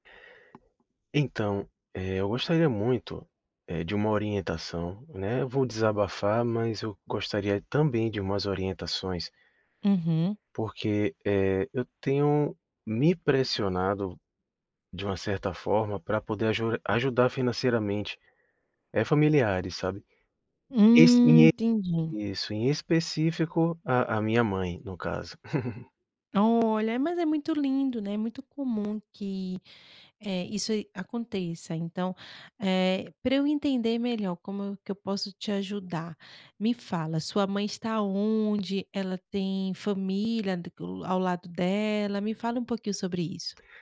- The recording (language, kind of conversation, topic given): Portuguese, advice, Como lidar com a pressão para ajudar financeiramente amigos ou familiares?
- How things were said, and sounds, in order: tapping; laugh